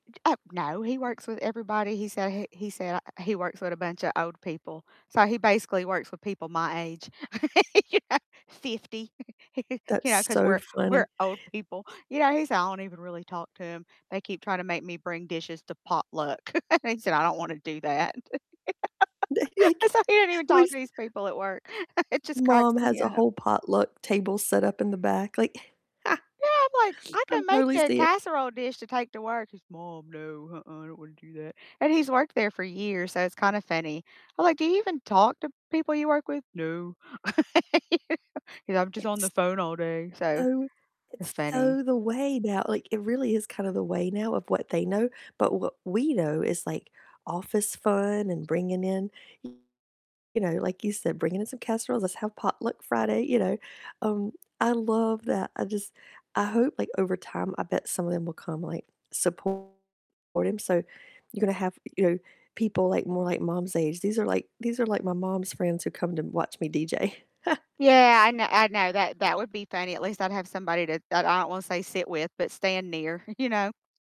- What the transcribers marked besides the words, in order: laugh; laughing while speaking: "you know"; chuckle; laughing while speaking: "we're we're old people"; tapping; chuckle; laugh; chuckle; laughing while speaking: "Like"; unintelligible speech; laugh; laughing while speaking: "up"; other background noise; chuckle; put-on voice: "Mom, no, uh-uh, I don't wanna do that"; put-on voice: "No"; laugh; distorted speech; put-on voice: "I'm just on the phone all day"; unintelligible speech; chuckle; chuckle
- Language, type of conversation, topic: English, unstructured, What weekend plans are you most excited about—your realistic ones or your dream ones?